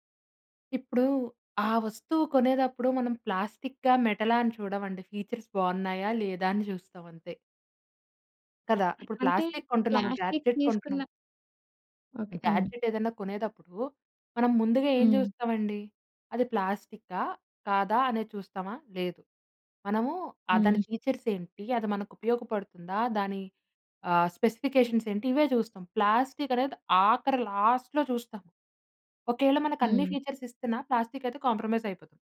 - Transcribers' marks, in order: in English: "ఫీచర్స్"; other background noise; in English: "గాడ్జెట్"; in English: "గ్యాడ్జెట్"; in English: "స్పెసిఫికేషన్స్"; in English: "లాస్ట్‌లో"; in English: "ఫీచర్స్"; in English: "కాంప్రమైజ్"
- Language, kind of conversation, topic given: Telugu, podcast, ప్లాస్టిక్ వినియోగాన్ని తగ్గించడానికి సరళమైన మార్గాలు ఏవైనా ఉన్నాయా?